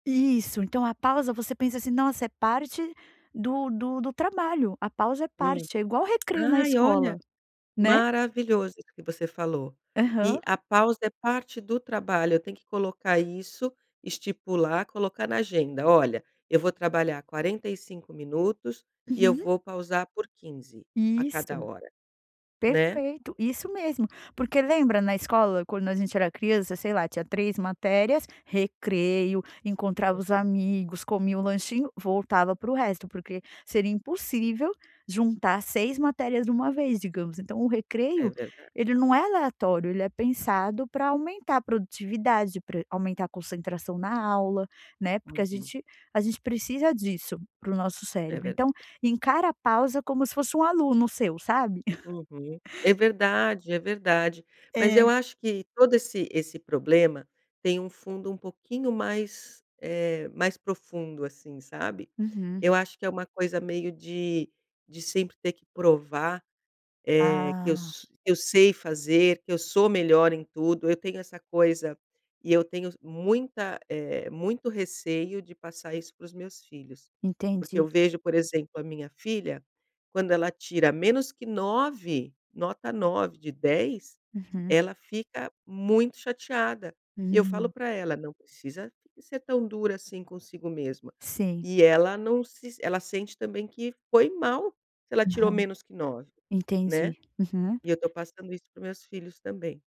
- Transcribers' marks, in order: tapping; other background noise; chuckle
- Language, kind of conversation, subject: Portuguese, advice, Como descrever a sensação de culpa ao fazer uma pausa para descansar durante um trabalho intenso?